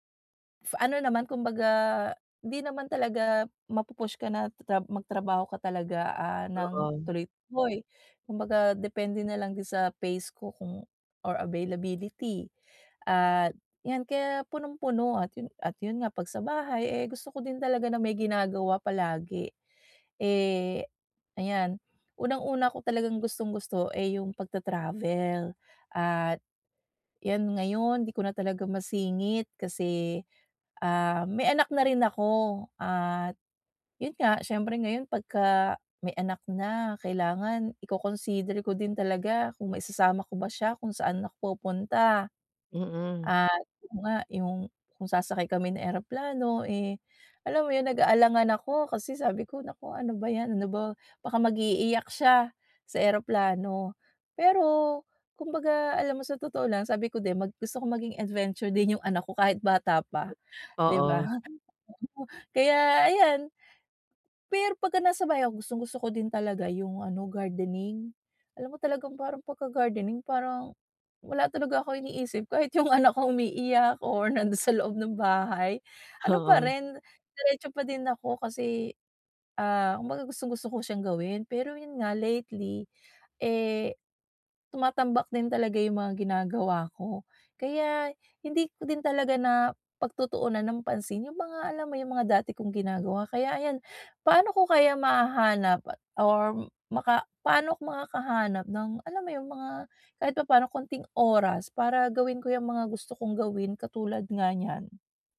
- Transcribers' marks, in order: drawn out: "kumbaga"; other background noise; "adventurer" said as "adventure"; chuckle; laughing while speaking: "yung anak ko umiiyak or nando'n sa loob ng bahay"; laughing while speaking: "Oo"
- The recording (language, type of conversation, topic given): Filipino, advice, Paano ako makakahanap ng oras para sa mga hilig ko?